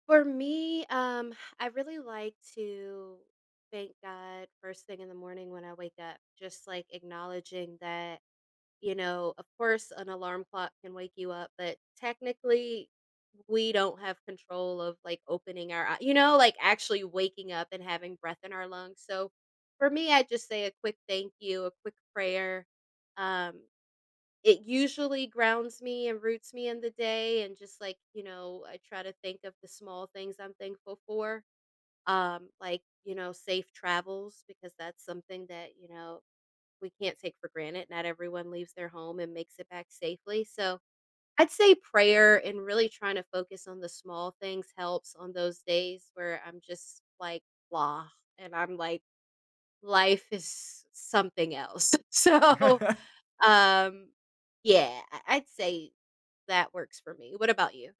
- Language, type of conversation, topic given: English, unstructured, What is a simple way to practice gratitude every day?
- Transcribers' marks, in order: sigh; chuckle; laughing while speaking: "So"